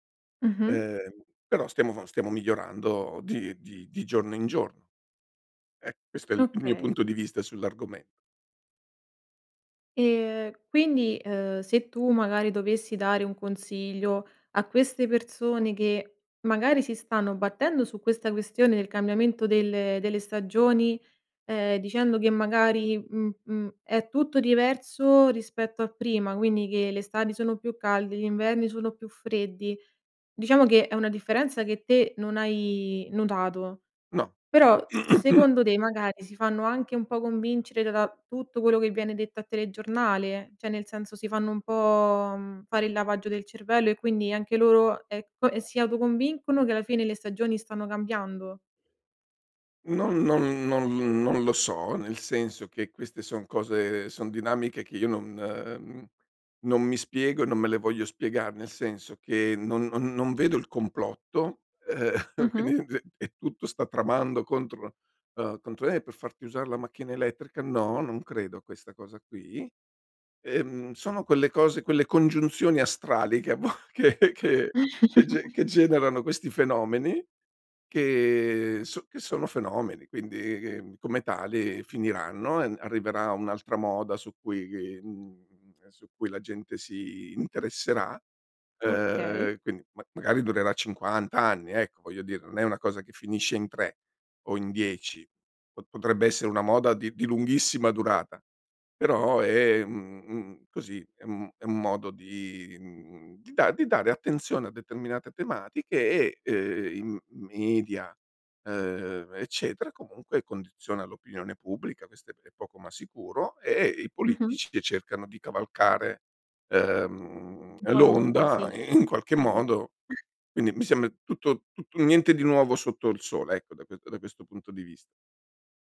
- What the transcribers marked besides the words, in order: other background noise; throat clearing; "Cioè" said as "ceh"; chuckle; laughing while speaking: "quindi"; chuckle; laughing while speaking: "vo che"; tapping
- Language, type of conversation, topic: Italian, podcast, In che modo i cambiamenti climatici stanno modificando l’andamento delle stagioni?